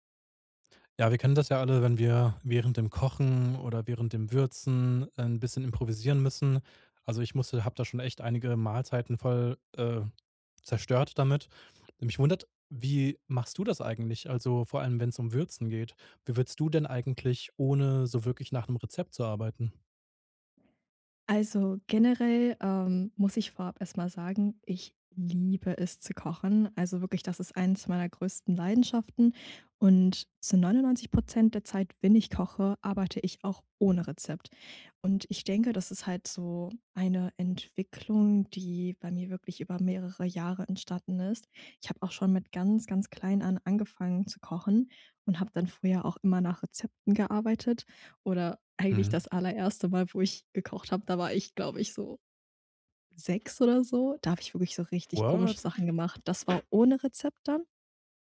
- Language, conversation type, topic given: German, podcast, Wie würzt du, ohne nach Rezept zu kochen?
- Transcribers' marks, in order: other background noise; stressed: "liebe"; stressed: "ohne"; joyful: "da war ich, glaub ich, so"; in English: "What?"; surprised: "What?"